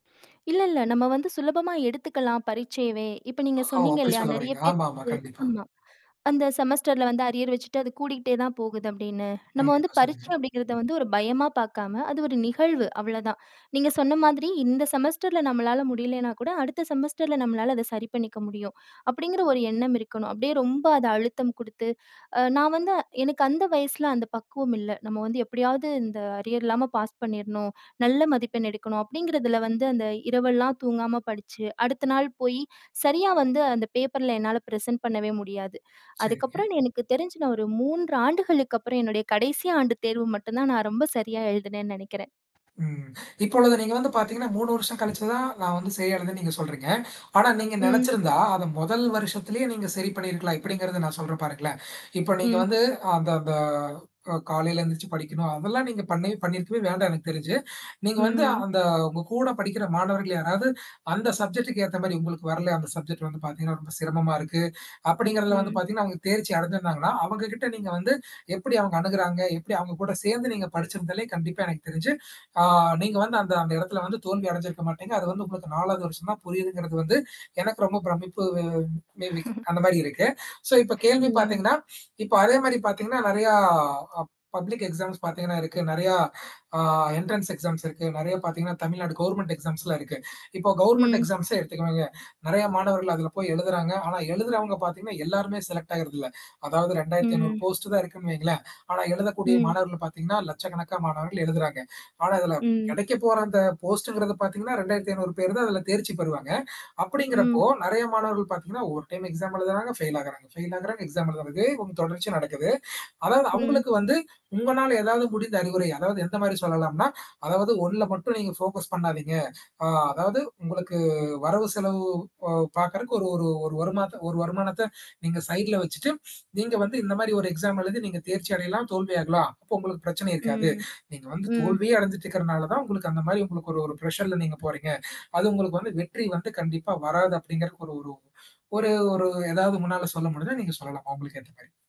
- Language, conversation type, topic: Tamil, podcast, கல்வியில் ஒரு தோல்வியை நீங்கள் எப்படித் தாண்டி வெற்றி பெற்றீர்கள் என்பதைப் பற்றிய கதையைப் பகிர முடியுமா?
- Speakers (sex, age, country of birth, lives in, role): female, 30-34, India, India, guest; male, 20-24, India, India, host
- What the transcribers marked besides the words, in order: other noise; distorted speech; in English: "செமஸ்டர்ல"; in English: "அரியர்"; other background noise; in English: "செமஸ்டர்ல"; tapping; in English: "செமஸ்டர்ல"; in English: "அரியர்"; in English: "பிரசன்ட்"; static; mechanical hum; drawn out: "ம்"; in English: "சப்ஜெக்ட்டுக்கு"; in English: "சப்ஜெக்ட்"; chuckle; in English: "மே பி"; in English: "சோ"; drawn out: "நெறையா"; in English: "பப்ளிக் எக்ஸாம்ஸ்"; in English: "என்ட்ரன்ஸ் எக்ஸாம்ஸ்"; in English: "கவர்ன்மெண்ட் எக்ஸாம்ஸ்லாம்"; in English: "கவர்ன்மென்ட் எக்ஸாம்ஸே"; in English: "செலெக்ட்"; in English: "போஸ்ட்"; in English: "போஸ்ட்ங்கிறது"; horn; in English: "ஃபோக்கஸ்"; in English: "பிர்ஷர்ல"